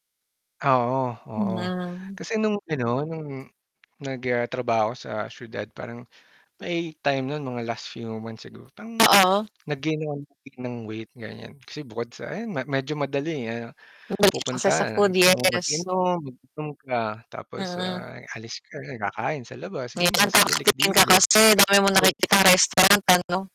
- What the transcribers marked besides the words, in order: static; distorted speech; unintelligible speech; unintelligible speech
- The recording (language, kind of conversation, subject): Filipino, unstructured, Ano ang epekto ng kahirapan sa relasyon mo sa iyong pamilya?